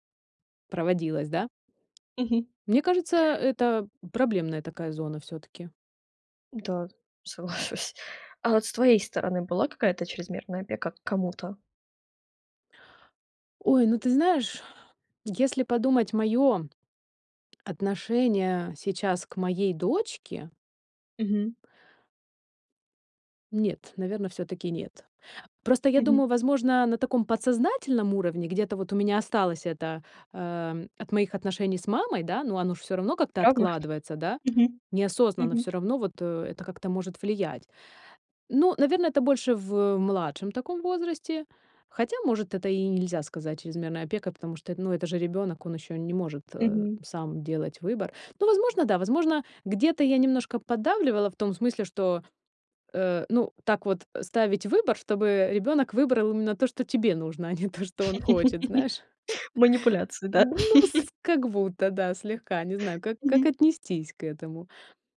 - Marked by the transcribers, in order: tapping; laughing while speaking: "соглашусь"; exhale; laugh; joyful: "а не то"; chuckle; laugh
- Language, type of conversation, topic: Russian, podcast, Как отличить здоровую помощь от чрезмерной опеки?
- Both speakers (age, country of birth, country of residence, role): 20-24, Ukraine, Germany, host; 40-44, Ukraine, United States, guest